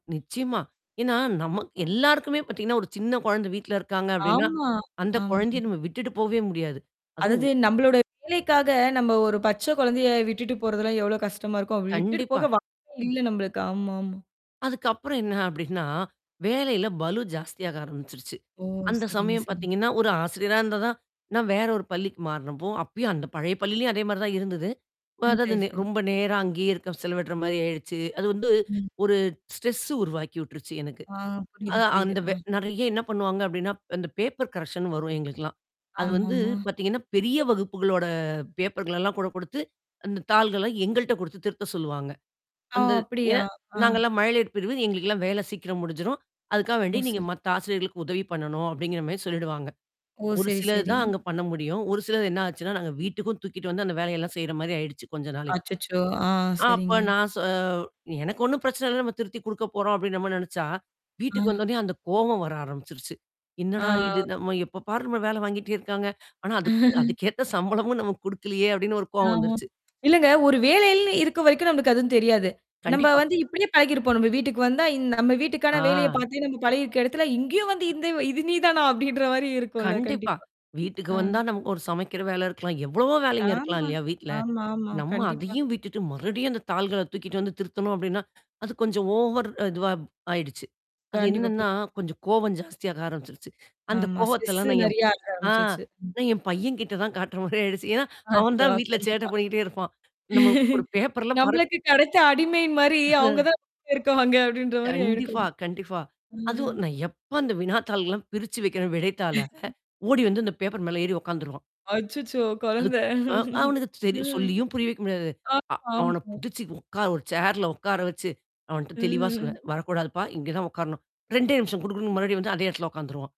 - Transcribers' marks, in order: static; other background noise; distorted speech; other noise; in English: "ஸ்ட்ரெஸ்ஸு"; tapping; in English: "பேப்பர் கரக்ஷன்ன்னு"; drawn out: "வகுப்புகளோட"; mechanical hum; laugh; laughing while speaking: "சம்பளமும்"; laughing while speaking: "இது நீ தானா? அப்படின்ற மாரி"; in English: "ஓவர்"; laughing while speaking: "கோவத்தெல்லாம்"; in English: "ஸ்ட்ரெஸ்ஸு"; laughing while speaking: "காட்டுற மாரி ஆயிடுச்சு"; laugh; laughing while speaking: "அவுங்க தான் இருக்குவாங்க. அப்டின்ற மாரி ஆயிருக்கும்"; chuckle; "கண்டிப்பா, கண்டிப்பா" said as "கண்டிப்ஃபா, கண்டிப்ஃபா"; laugh; laughing while speaking: "அச்சச்சோ! கொழந்த. ம்"
- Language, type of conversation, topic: Tamil, podcast, வேலை, பள்ளி, குடும்பத்துடன் இதை எப்படிப் சமநிலைப்படுத்தலாம்?